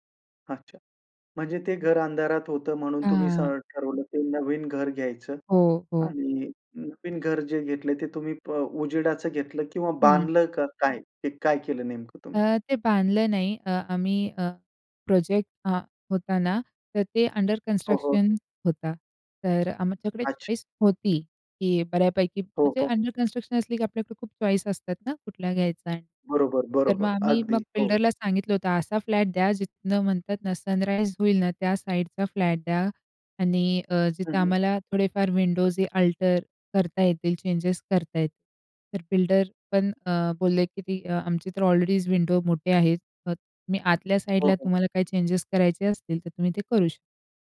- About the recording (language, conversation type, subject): Marathi, podcast, घरात प्रकाश कसा असावा असं तुला वाटतं?
- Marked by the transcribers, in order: tapping; in English: "अंडर कन्स्ट्रक्शन"; in English: "चॉइस"; in English: "अंडर कन्स्ट्रक्शन"; in English: "चॉईस"; in English: "सनराइज"; in English: "साइडचा"; in English: "विंडोजही अल्टर"; in English: "चेंजेस"; other background noise; in English: "ऑलरेडीच विंडो"; in English: "साईडला"; in English: "चेंजेस"